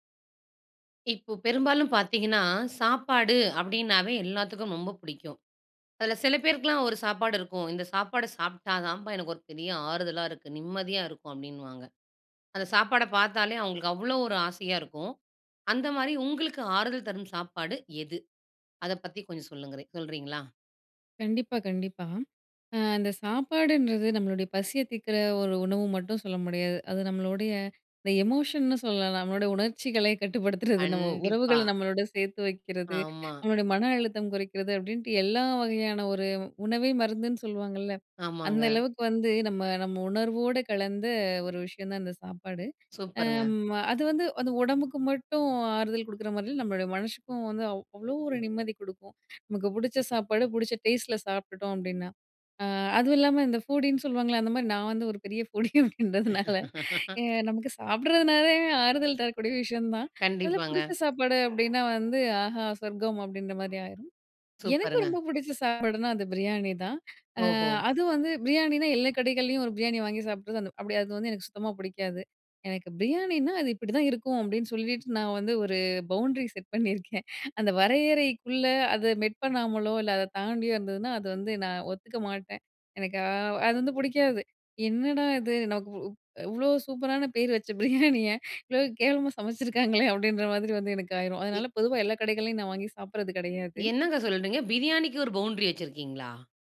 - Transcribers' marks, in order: other background noise; in English: "எமோஷன்னு"; laughing while speaking: "கட்டுப்படுத்துறது"; "மனசுக்கும்" said as "மனஷூக்கும்"; laughing while speaking: "ஃபூடி அப்டீன்றதுனால நமக்கு சாப்பிடுறதுனாலே ஆறுதல் தரக்கூடிய விஷயம் தான்"; laugh; laughing while speaking: "ஒரு பவுண்ட்ரி செட் பண்ணியிருக்கேன்"; in English: "மெட்"; laughing while speaking: "வச்ச பிரியாணிய இவ்வளோ கேவலமா சமைச்சுருக்காங்களே அப்டீன்ற, மாதிரி வந்து எனக்கு ஆயிரும்"; anticipating: "என்னங்க! சொல்கிறீங்க பிரியாணிக்கு ஒரு பவுண்ரி வச்சிருக்கீங்களா?"
- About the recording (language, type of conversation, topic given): Tamil, podcast, உனக்கு ஆறுதல் தரும் சாப்பாடு எது?